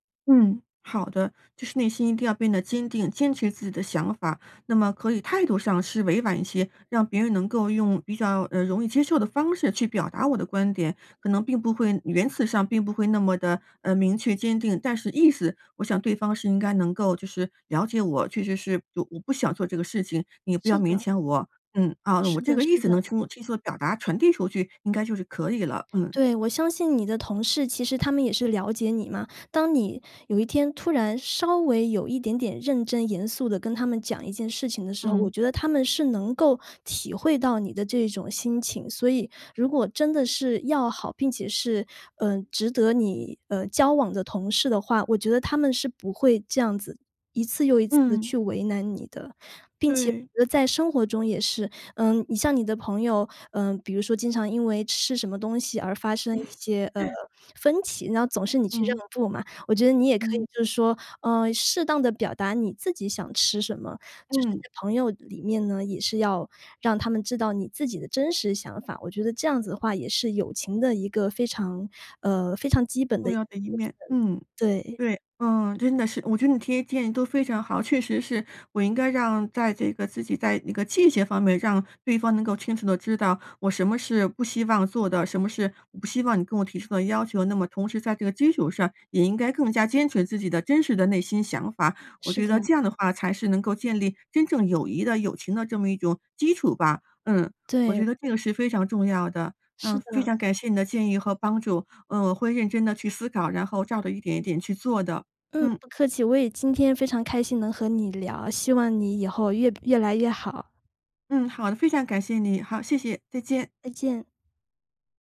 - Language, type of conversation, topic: Chinese, advice, 我总是很难拒绝别人，导致压力不断累积，该怎么办？
- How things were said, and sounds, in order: "言辞" said as "员辞"; chuckle